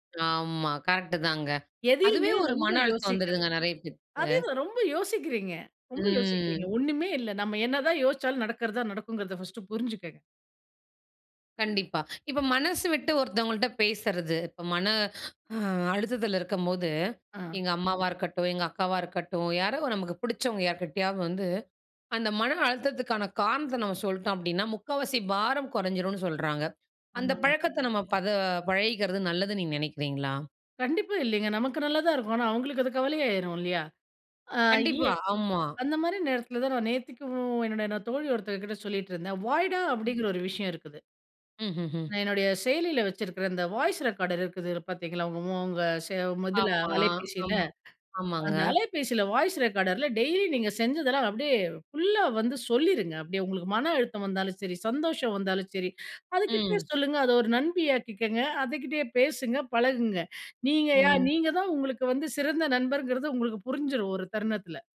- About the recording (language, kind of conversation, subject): Tamil, podcast, மனதை அமைதியாக வைத்துக் கொள்ள உங்களுக்கு உதவும் பழக்கங்கள் என்ன?
- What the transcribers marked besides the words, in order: tapping; inhale; inhale; other background noise; in English: "வாய்ஸ் ரெக்கார்டர்"; inhale; inhale; inhale